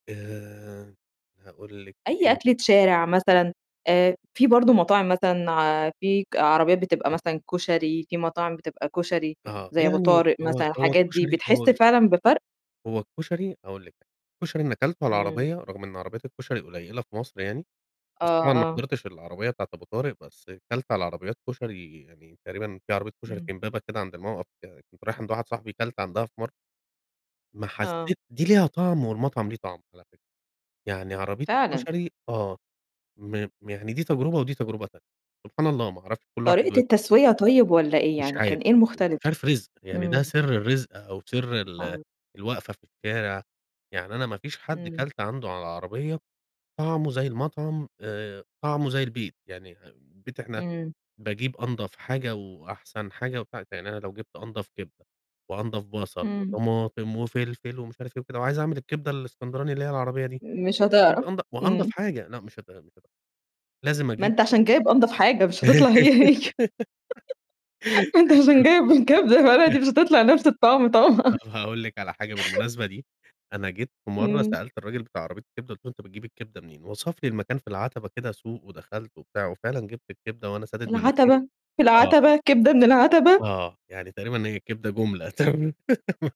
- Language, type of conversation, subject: Arabic, podcast, إيه الفرق في الطعم بين أكل الشارع وأكل المطاعم بالنسبة لك؟
- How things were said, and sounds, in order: unintelligible speech; other noise; unintelligible speech; unintelligible speech; unintelligible speech; laugh; laughing while speaking: "ما أنت عشان جايب الكبدة بلدي مش هتطلع نَفْس الطعم طبعًا"; chuckle; laughing while speaking: "تر"; laugh